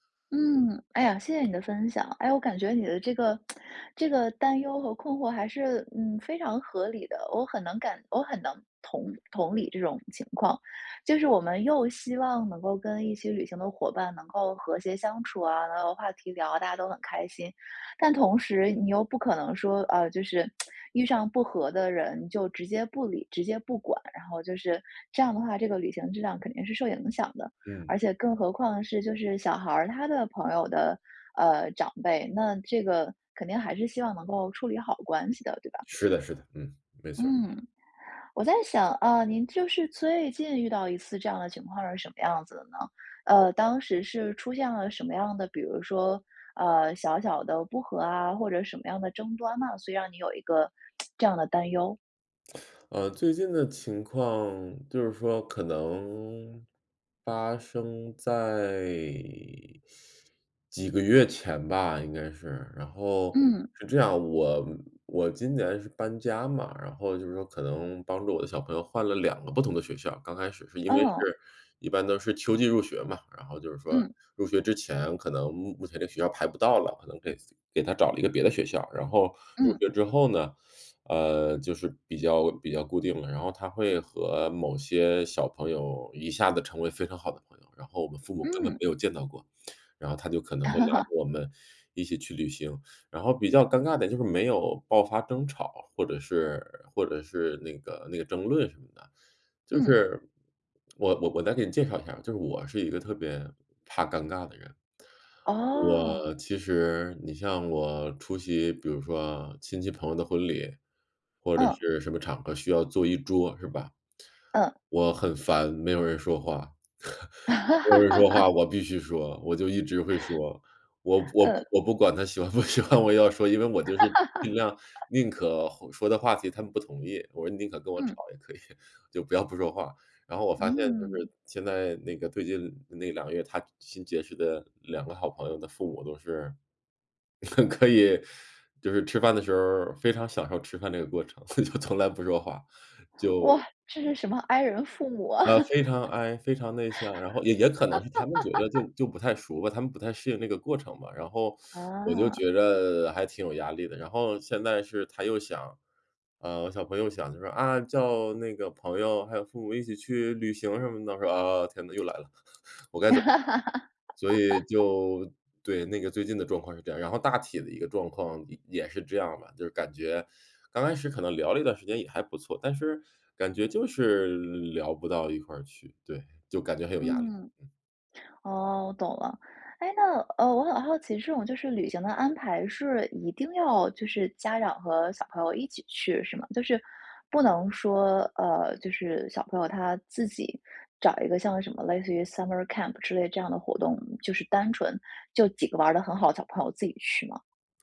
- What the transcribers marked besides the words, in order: tapping; lip smack; lip smack; other background noise; lip smack; teeth sucking; laugh; chuckle; laugh; laughing while speaking: "不喜欢"; laugh; laughing while speaking: "以"; chuckle; laughing while speaking: "可以"; laughing while speaking: "就"; laugh; teeth sucking; laugh; chuckle; in English: "Summer Camp"
- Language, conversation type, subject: Chinese, advice, 旅行时我很紧张，怎样才能减轻旅行压力和焦虑？